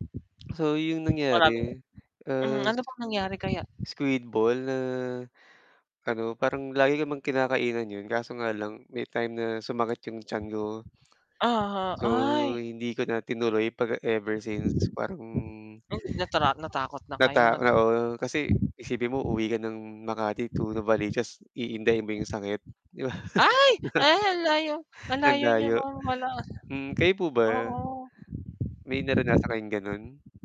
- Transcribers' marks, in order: static; wind; laughing while speaking: "ba?"; unintelligible speech
- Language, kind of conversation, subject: Filipino, unstructured, Paano ka nagdedesisyon kung ligtas nga bang kainin ang pagkaing tinitinda sa kalsada?
- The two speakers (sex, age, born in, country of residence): male, 25-29, Philippines, Philippines; male, 40-44, Philippines, Philippines